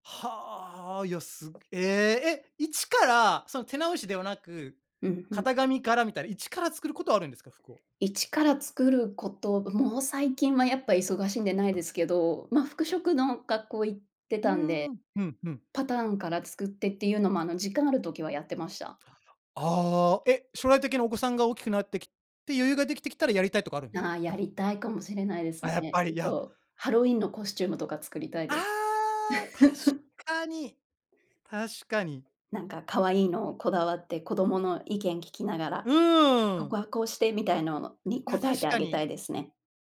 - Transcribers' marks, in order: other background noise; laugh; tapping
- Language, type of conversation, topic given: Japanese, podcast, 最近ハマっている趣味は何ですか？